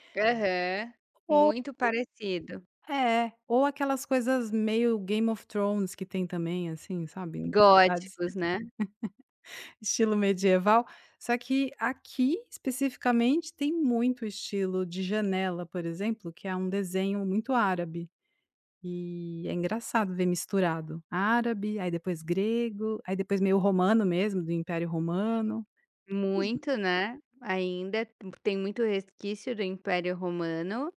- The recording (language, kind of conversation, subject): Portuguese, podcast, Como a cidade onde você mora reflete a diversidade cultural?
- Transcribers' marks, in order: laugh; unintelligible speech